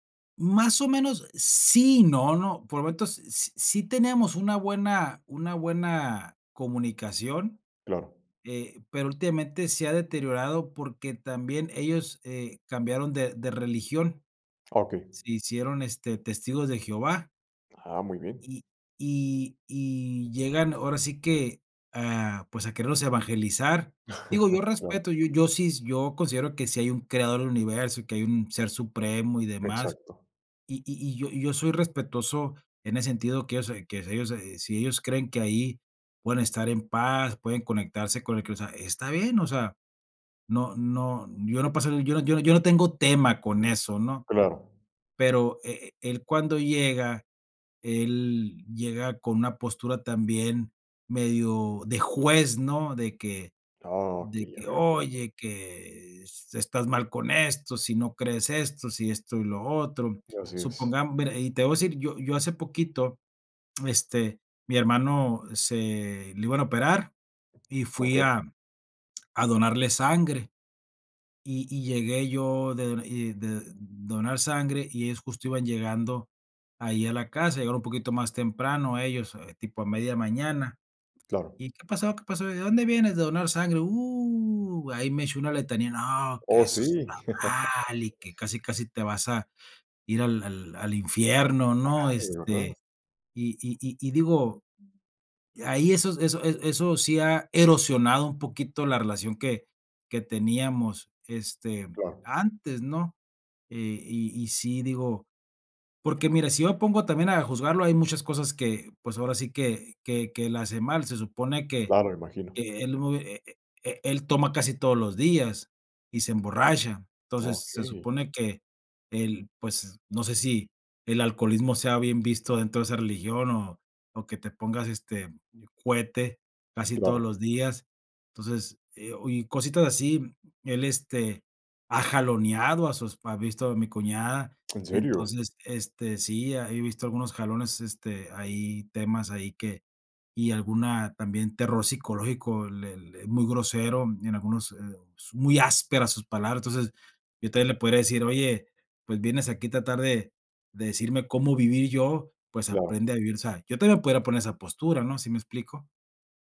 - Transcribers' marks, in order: chuckle; chuckle; other background noise
- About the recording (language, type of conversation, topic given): Spanish, advice, ¿Cómo puedo establecer límites con un familiar invasivo?